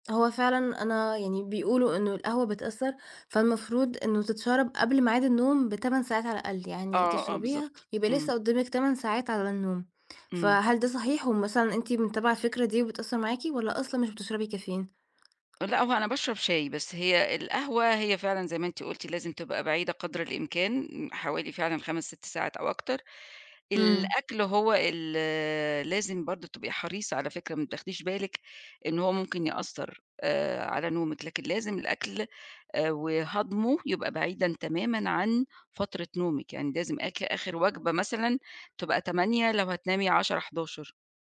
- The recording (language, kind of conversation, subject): Arabic, podcast, إيه أبسط تغيير عملته وفرق معاك في النوم؟
- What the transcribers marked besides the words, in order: tapping